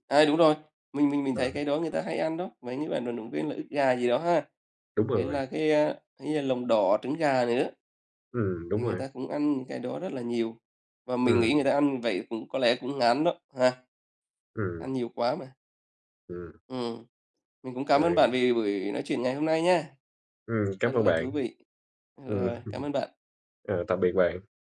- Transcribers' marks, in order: tapping; other background noise; chuckle
- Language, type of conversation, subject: Vietnamese, unstructured, Làm thế nào để giữ động lực khi bắt đầu một chế độ luyện tập mới?